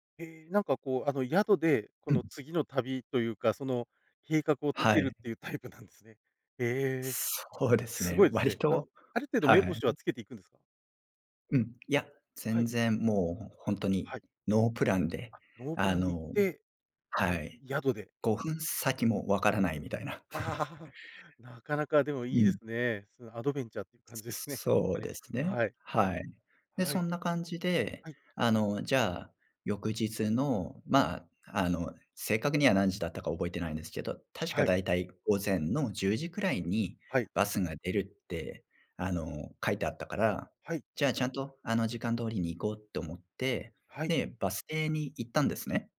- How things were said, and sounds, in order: laughing while speaking: "タイプなんですね"; laugh; chuckle
- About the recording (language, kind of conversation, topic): Japanese, podcast, これまでに「タイミングが最高だった」と感じた経験を教えてくれますか？